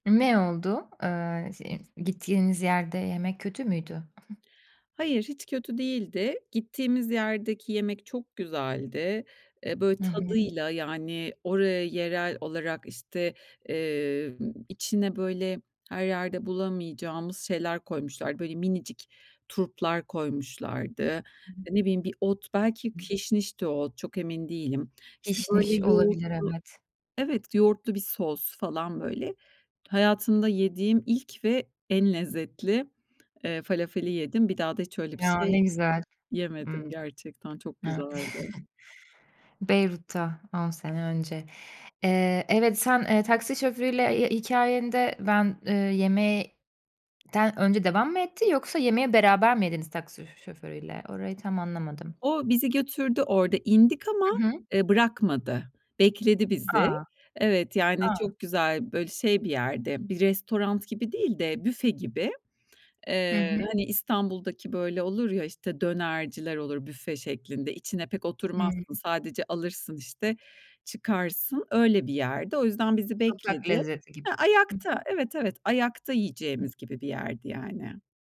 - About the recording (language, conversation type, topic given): Turkish, podcast, Yerel insanlarla yaptığın en ilginç sohbeti anlatır mısın?
- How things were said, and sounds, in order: unintelligible speech; chuckle